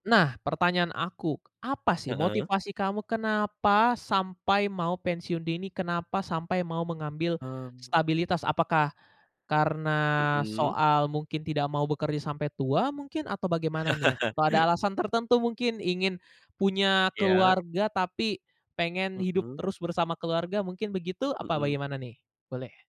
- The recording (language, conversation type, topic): Indonesian, podcast, Bagaimana kamu memutuskan antara stabilitas dan mengikuti panggilan hati?
- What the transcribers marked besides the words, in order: chuckle